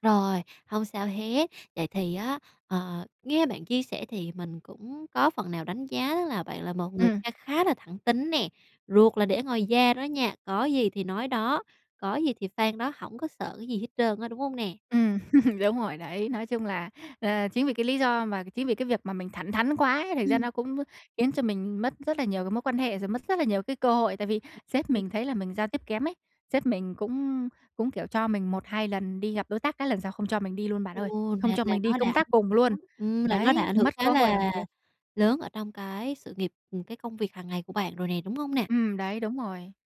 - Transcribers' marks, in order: laugh; tapping; unintelligible speech
- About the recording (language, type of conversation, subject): Vietnamese, advice, Làm thế nào để tôi giao tiếp chuyên nghiệp hơn với đồng nghiệp?